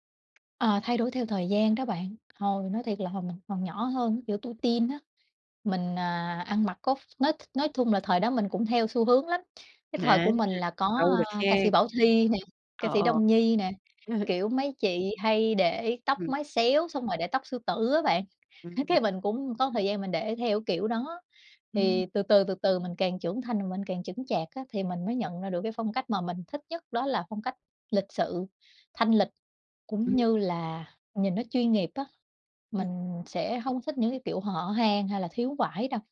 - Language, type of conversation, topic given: Vietnamese, podcast, Bạn cân bằng giữa xu hướng mới và gu riêng của mình như thế nào?
- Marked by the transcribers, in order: tapping; chuckle; laughing while speaking: "cái mình"